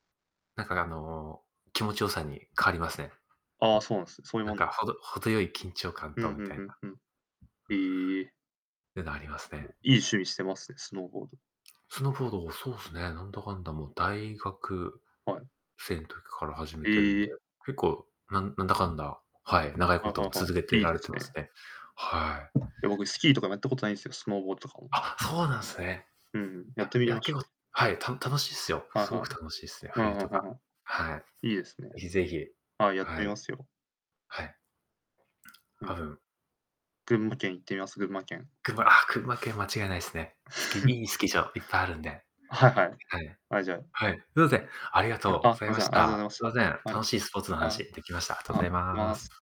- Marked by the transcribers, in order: tapping; distorted speech; other background noise; chuckle
- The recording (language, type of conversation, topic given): Japanese, unstructured, 好きなスポーツチームが負けて怒ったことはありますか？